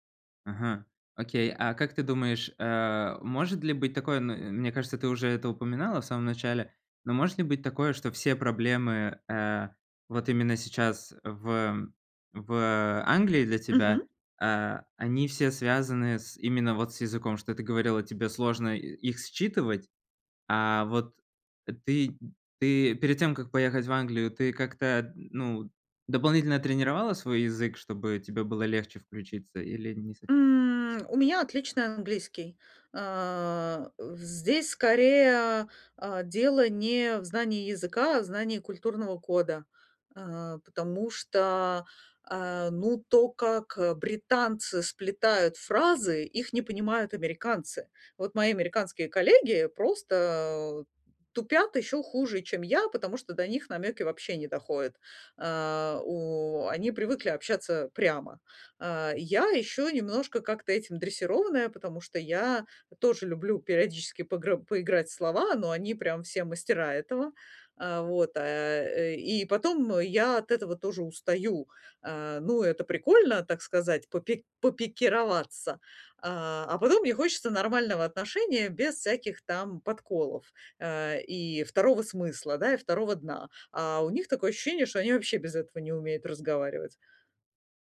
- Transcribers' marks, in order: none
- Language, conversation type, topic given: Russian, advice, Как быстрее и легче привыкнуть к местным обычаям и культурным нормам?